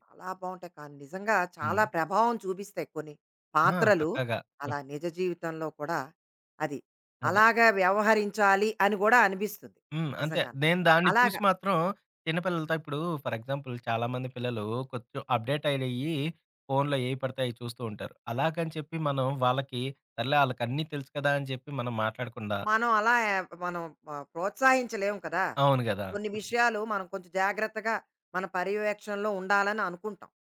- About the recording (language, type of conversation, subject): Telugu, podcast, ఏ సినిమా పాత్ర మీ స్టైల్‌ను మార్చింది?
- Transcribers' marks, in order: giggle; in English: "ఫర్ ఎగ్జాంపుల్"; in English: "అప్డేట్"; giggle